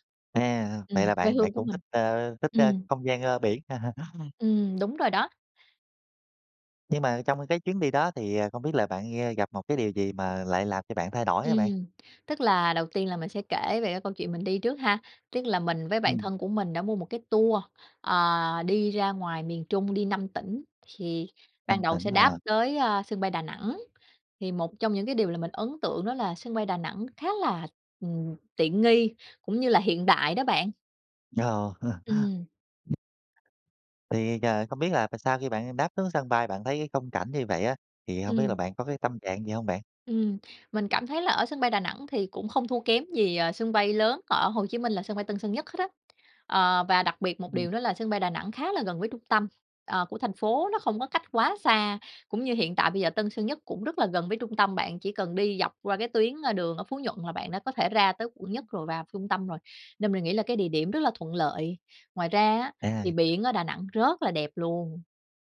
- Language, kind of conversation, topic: Vietnamese, podcast, Bạn có thể kể về một chuyến đi đã khiến bạn thay đổi rõ rệt nhất không?
- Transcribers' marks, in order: laugh; tapping; laugh; other background noise